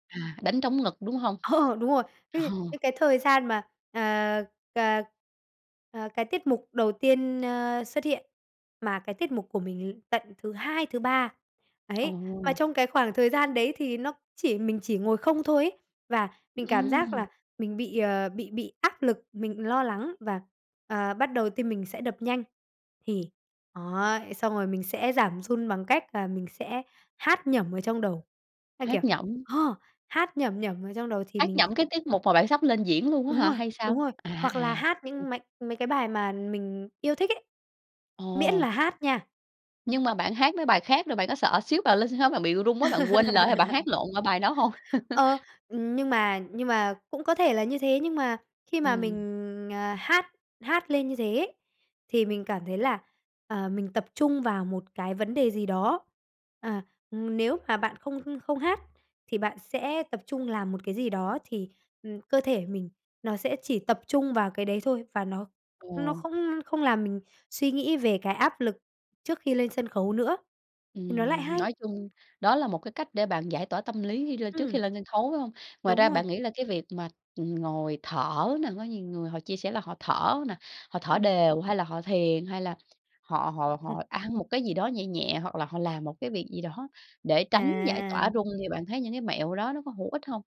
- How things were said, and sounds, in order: laugh; chuckle; chuckle
- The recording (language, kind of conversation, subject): Vietnamese, podcast, Bí quyết của bạn để tự tin khi nói trước đám đông là gì?